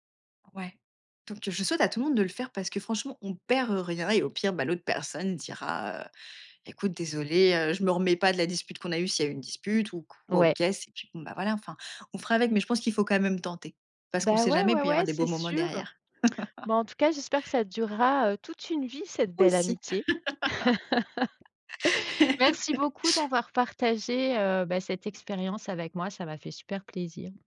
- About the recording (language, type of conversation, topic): French, podcast, Comment renouer avec d’anciennes amitiés sans gêne ?
- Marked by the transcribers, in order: other background noise; laugh; laugh